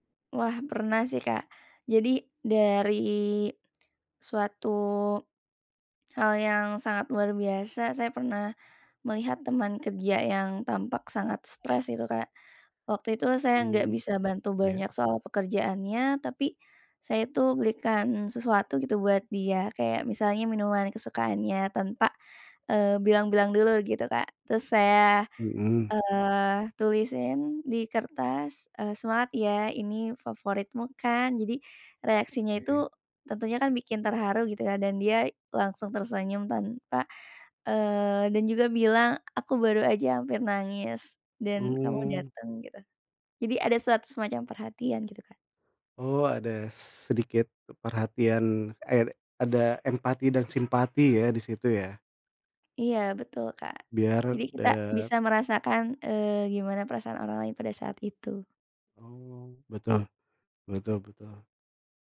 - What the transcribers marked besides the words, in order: other background noise
- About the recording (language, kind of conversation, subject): Indonesian, unstructured, Apa hal sederhana yang bisa membuat harimu lebih cerah?